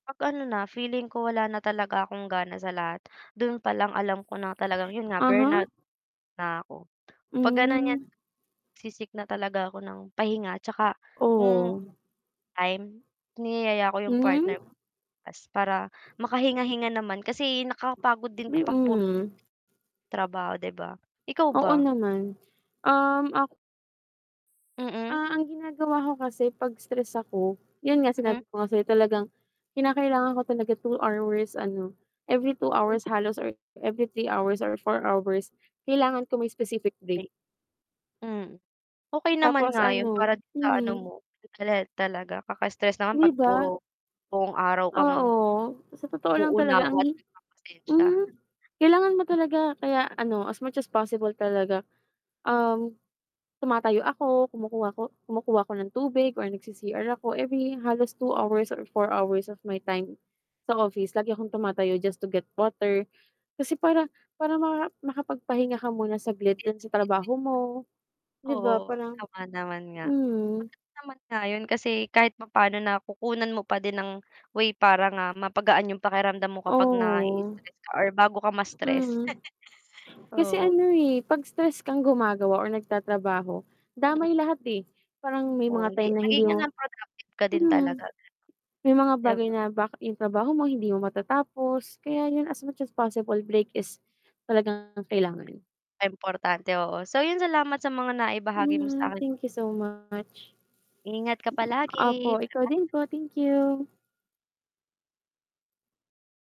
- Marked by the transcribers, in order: mechanical hum; static; distorted speech; unintelligible speech; chuckle; in English: "as much as possible"; other background noise; chuckle
- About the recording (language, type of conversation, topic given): Filipino, unstructured, Paano mo pinapawi ang pagkapagod at pag-aalala matapos ang isang mahirap na araw?